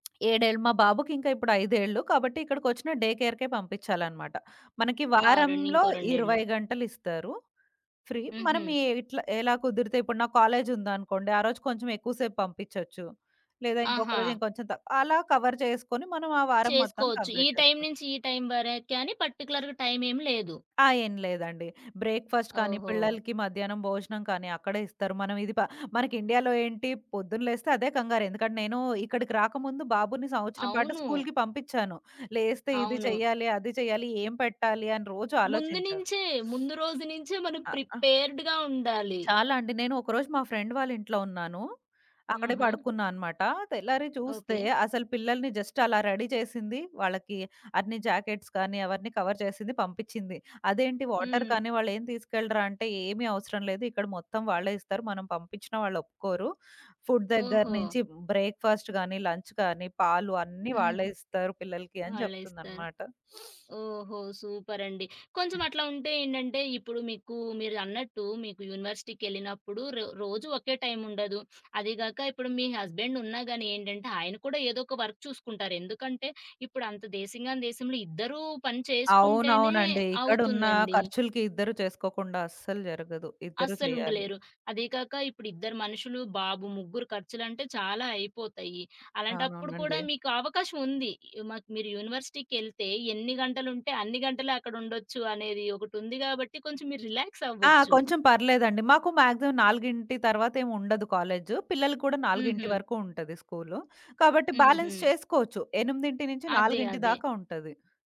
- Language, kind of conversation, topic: Telugu, podcast, స్వల్ప కాలంలో మీ జీవితాన్ని మార్చేసిన సంభాషణ ఏది?
- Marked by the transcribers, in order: tapping; in English: "డేకేర్‌కే"; in English: "ఫ్రీ"; other background noise; in English: "కవర్"; in English: "కంప్లీట్"; in English: "పర్‌టిక్యులర్‌గా"; in English: "బ్రేక్‌ఫాస్ట్"; sniff; in English: "ప్రిపేర్డ్‌గా"; in English: "ఫ్రెండ్"; in English: "జస్ట్"; in English: "రెడీ"; in English: "జాకెట్స్"; in English: "కవర్"; in English: "వాటర్"; in English: "ఫుడ్"; in English: "బ్రేక్‌ఫాస్ట్"; in English: "లంచ్"; sniff; in English: "వర్క్"; in English: "మాక్సిమమ్"; in English: "బ్యాలెన్స్"